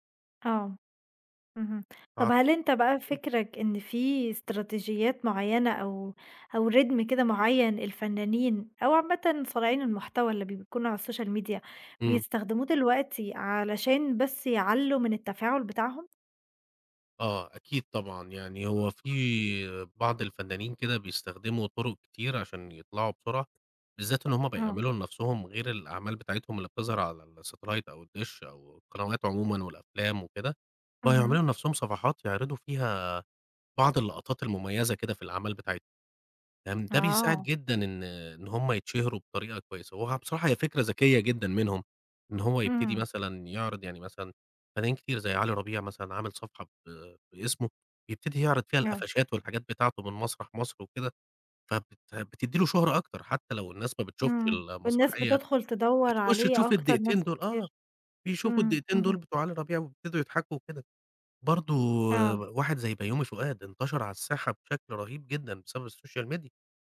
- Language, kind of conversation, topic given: Arabic, podcast, إيه دور السوشال ميديا في شهرة الفنانين من وجهة نظرك؟
- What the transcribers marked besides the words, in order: unintelligible speech; in English: "السوشيال ميديا"; other background noise; tapping; in English: "الsatellite"; in English: "الsocial media"